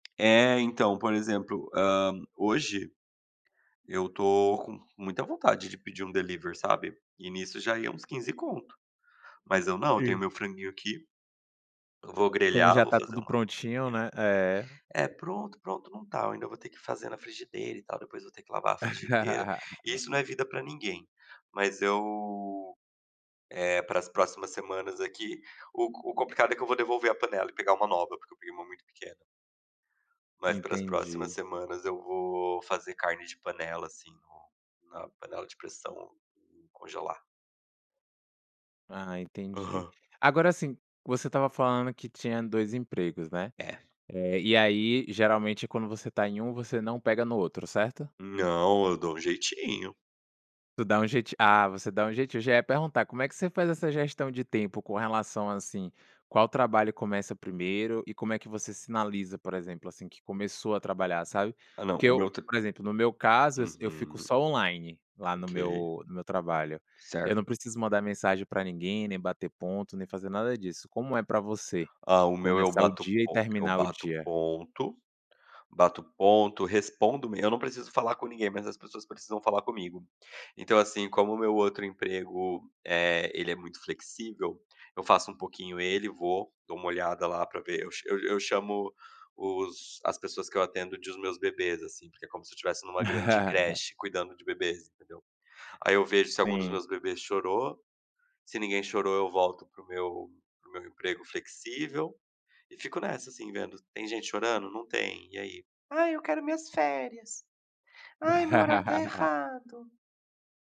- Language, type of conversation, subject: Portuguese, podcast, Como você estabelece limites entre trabalho e vida pessoal em casa?
- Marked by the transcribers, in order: laugh; tapping; in English: "online"; laugh; put-on voice: "Ai, eu quero minhas férias. Ai, meu horário está errado"; laugh